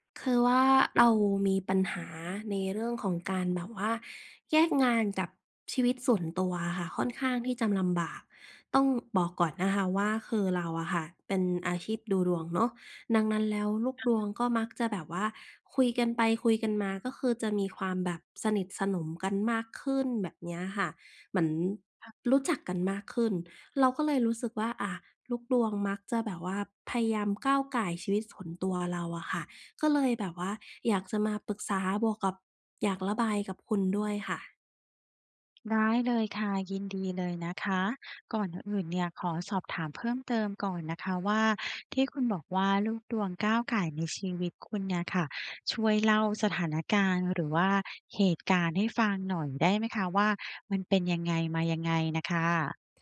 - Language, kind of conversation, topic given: Thai, advice, ฉันควรเริ่มอย่างไรเพื่อแยกงานกับชีวิตส่วนตัวให้ดีขึ้น?
- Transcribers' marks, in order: tapping